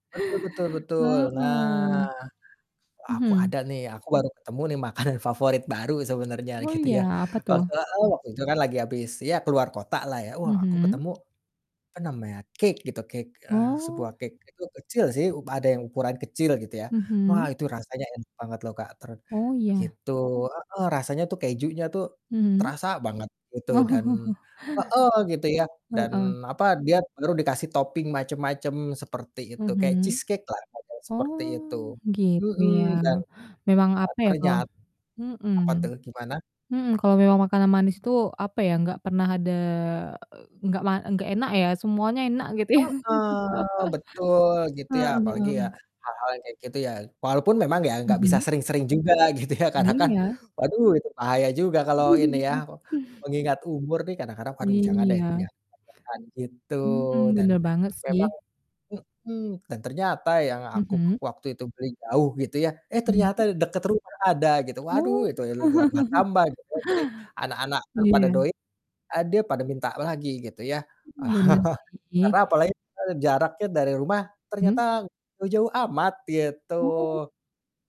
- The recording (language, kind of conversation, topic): Indonesian, unstructured, Apa makanan manis favorit yang selalu membuat suasana hati ceria?
- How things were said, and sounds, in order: laughing while speaking: "makanan"; tapping; in English: "cake"; in English: "cake"; in English: "cake"; distorted speech; laughing while speaking: "Oh"; in English: "topping"; unintelligible speech; laugh; laughing while speaking: "ya"; chuckle; unintelligible speech; chuckle; unintelligible speech; unintelligible speech; chuckle